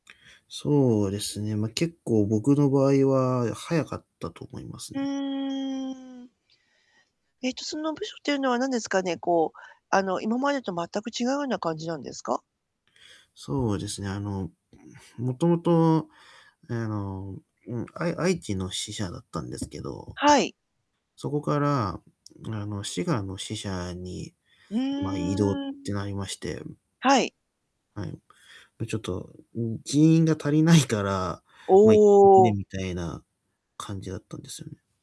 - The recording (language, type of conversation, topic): Japanese, advice, 複雑な作業の前に感じる不安やプレッシャーをどうすればうまく管理できますか？
- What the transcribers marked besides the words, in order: distorted speech; tapping; background speech; laughing while speaking: "足りないから"